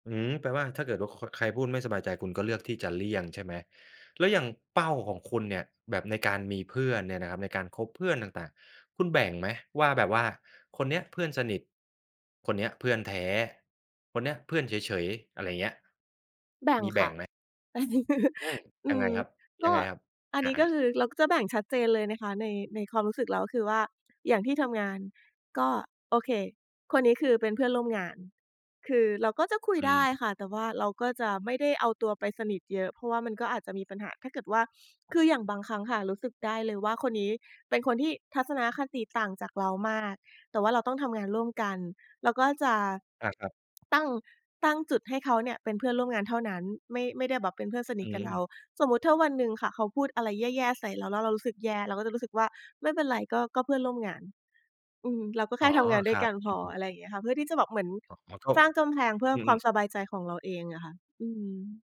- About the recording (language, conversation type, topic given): Thai, podcast, คุณคิดว่าเพื่อนแท้ควรเป็นแบบไหน?
- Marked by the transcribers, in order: chuckle; tapping